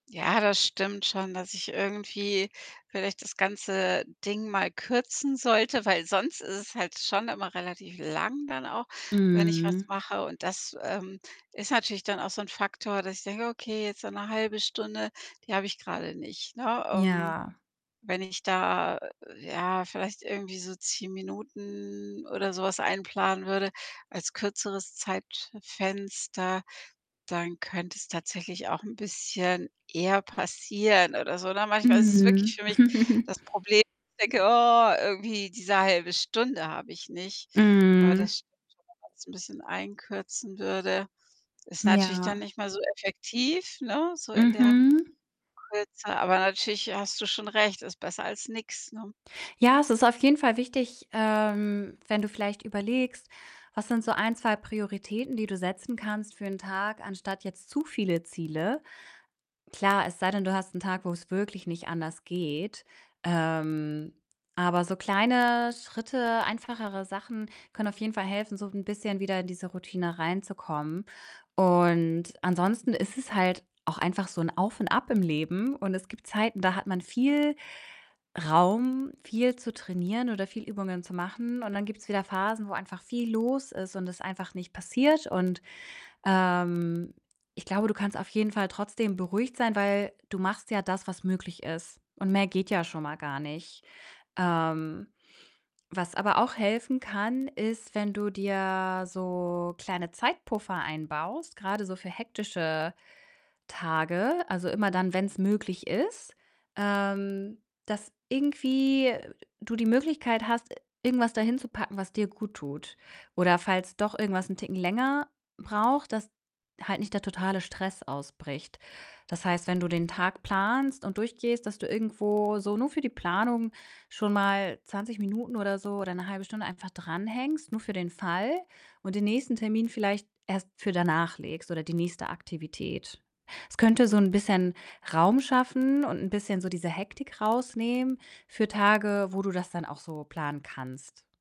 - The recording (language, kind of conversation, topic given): German, advice, Wie kann ich eine einfache Morgenroutine aufbauen, wenn mir eine fehlt oder sich mein Morgen chaotisch anfühlt?
- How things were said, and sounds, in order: distorted speech; drawn out: "Minuten"; chuckle; other background noise; drawn out: "und"; drawn out: "ähm"; drawn out: "dir so"